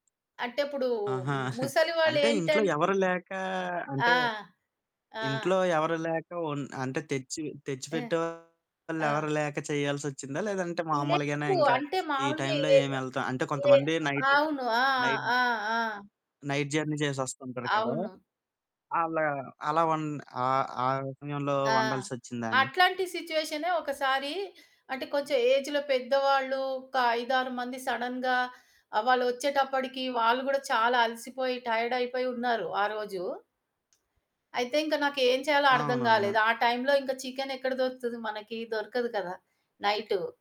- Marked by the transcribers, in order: giggle; distorted speech; in English: "టైమ్‌లో"; in English: "నైట్, నైట్"; other background noise; in English: "నైట్ జర్నీ"; in English: "సిట్యుయేషనే"; in English: "ఏజ్‌లో"; in English: "సడెన్‌గా"; in English: "టైర్డ్"; in English: "టైమ్‌లో"
- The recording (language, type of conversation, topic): Telugu, podcast, అలసిన మనసుకు హత్తుకునేలా మీరు ఏ వంటకం చేస్తారు?